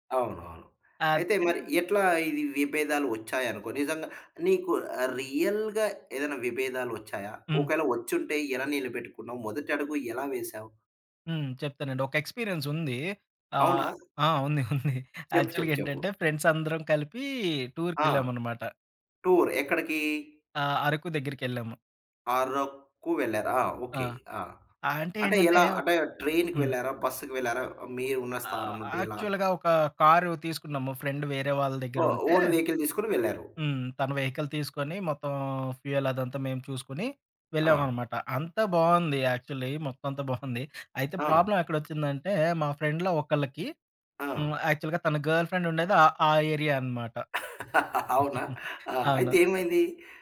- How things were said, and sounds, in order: in English: "రియల్‌గా"; in English: "ఎక్స్‌పీరియన్స్"; laughing while speaking: "ఉంది. ఉంది"; in English: "యాక్చువల్‌గా"; in English: "ఫ్రెండ్స్"; in English: "టూర్"; in English: "ట్రైన్‌కి"; in English: "యాక్చువల్‌గా"; in English: "ఫ్రెండ్"; in English: "ఓన్ వెహికల్"; in English: "వెహికల్"; in English: "ఫ్యూయల్"; other background noise; in English: "యాక్చువల్‌లీ"; giggle; in English: "ప్రాబ్లమ్"; in English: "ఫ్రెండ్‌లో"; in English: "యాక్చువల్‌గా"; in English: "గర్ల్ ఫ్రెండ్"; chuckle; in English: "ఏరియా"; giggle
- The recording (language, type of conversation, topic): Telugu, podcast, మధ్యలో విభేదాలున్నప్పుడు నమ్మకం నిలబెట్టుకోవడానికి మొదటి అడుగు ఏమిటి?